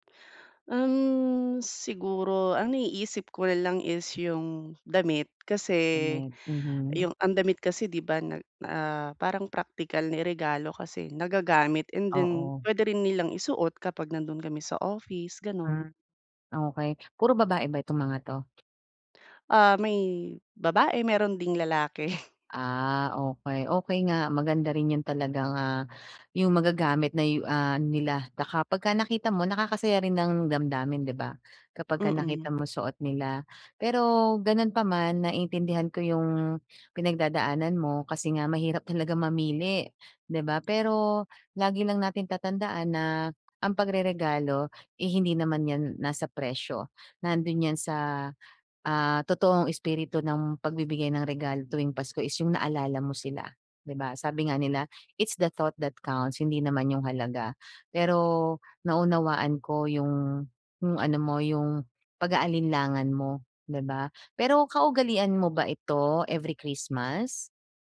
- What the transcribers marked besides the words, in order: tapping; chuckle; in English: "It's the thought that counts"
- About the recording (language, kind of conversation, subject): Filipino, advice, Paano ako pipili ng regalong magugustuhan nila?